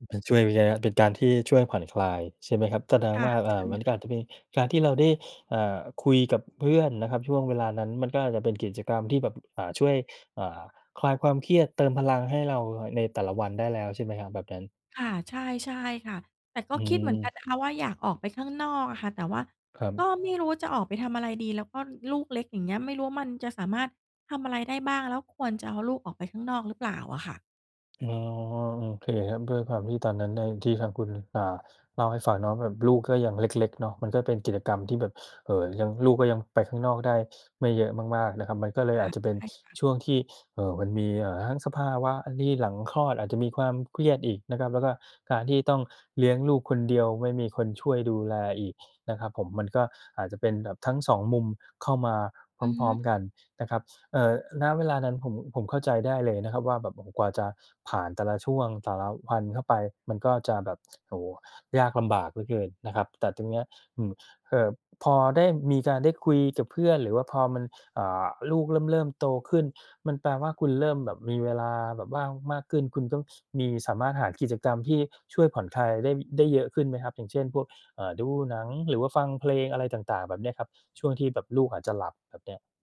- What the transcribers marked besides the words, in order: unintelligible speech; "ที่" said as "ดี้"
- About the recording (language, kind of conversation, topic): Thai, advice, คุณรู้สึกเหมือนสูญเสียความเป็นตัวเองหลังมีลูกหรือแต่งงานไหม?
- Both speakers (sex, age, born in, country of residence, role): female, 40-44, Thailand, Thailand, user; male, 40-44, Thailand, Thailand, advisor